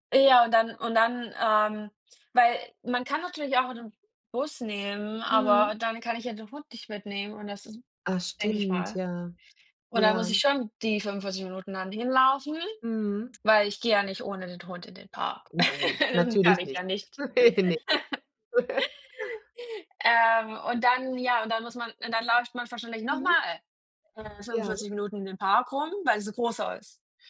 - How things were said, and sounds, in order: other background noise; chuckle; laugh; laughing while speaking: "Ne, ne"; chuckle
- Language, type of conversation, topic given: German, unstructured, Wie verbringst du am liebsten ein freies Wochenende?